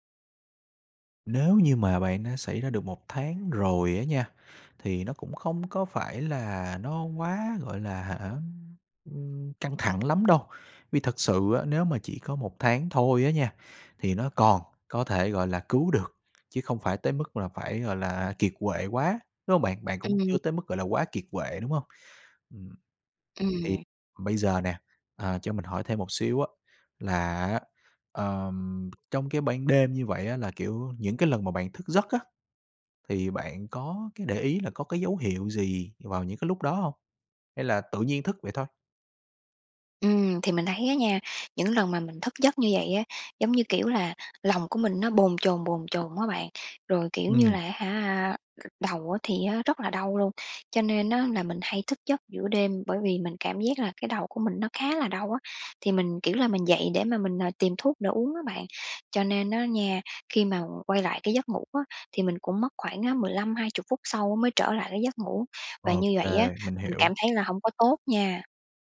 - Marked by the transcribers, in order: tapping; other background noise
- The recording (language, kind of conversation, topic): Vietnamese, advice, Vì sao tôi thức giấc nhiều lần giữa đêm và sáng hôm sau lại kiệt sức?